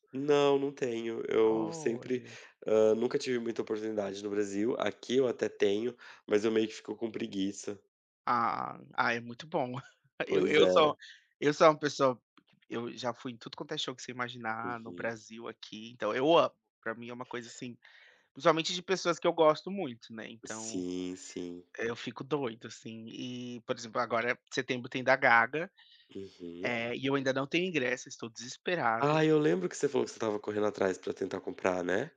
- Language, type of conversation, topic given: Portuguese, unstructured, Como a música afeta o seu humor no dia a dia?
- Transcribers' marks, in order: chuckle; other background noise